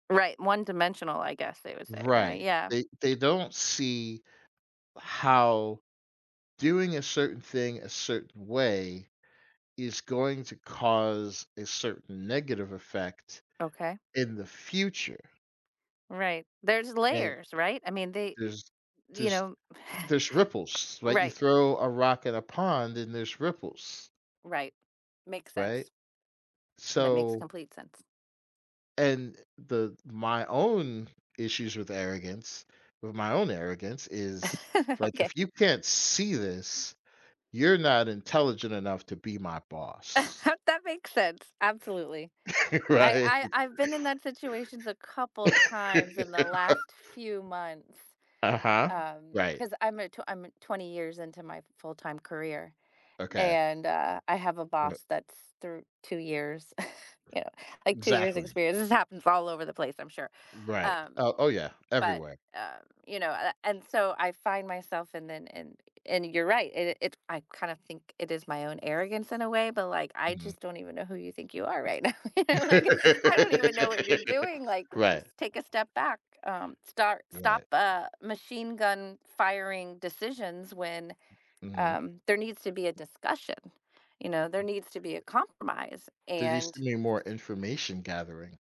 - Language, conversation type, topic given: English, unstructured, What helps you know when to stand firm versus when to be flexible in disagreements?
- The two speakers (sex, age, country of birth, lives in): female, 45-49, United States, United States; male, 50-54, United States, United States
- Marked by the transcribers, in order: tapping; chuckle; laugh; other background noise; chuckle; laugh; laughing while speaking: "Right"; laugh; chuckle; other noise; laugh; laughing while speaking: "now, you know, like"